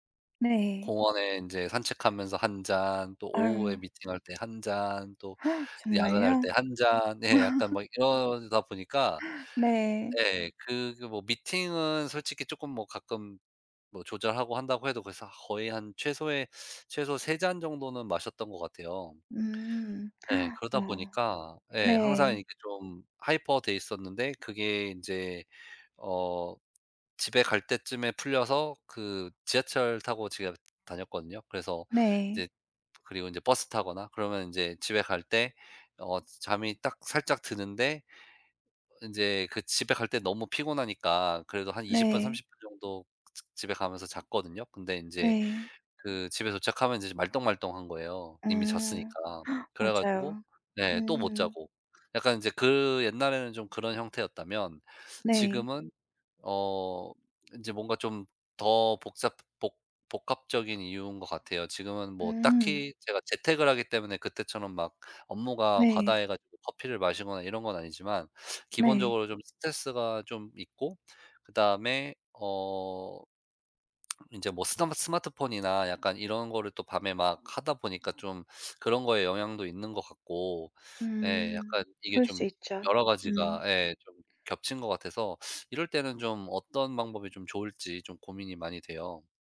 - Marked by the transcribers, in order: tapping; gasp; laugh; "벌써" said as "걸써"; gasp; other background noise; gasp
- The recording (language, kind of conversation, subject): Korean, advice, 아침마다 피곤하고 개운하지 않은 이유가 무엇인가요?